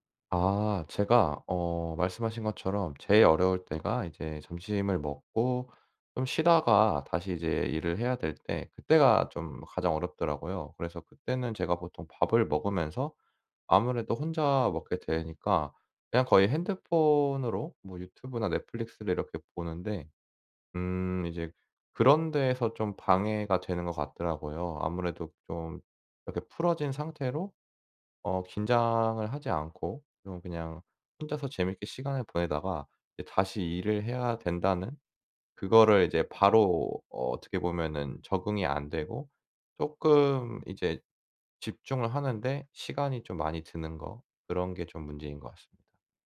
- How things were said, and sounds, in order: other background noise
- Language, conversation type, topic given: Korean, advice, 주의 산만을 줄여 생산성을 유지하려면 어떻게 해야 하나요?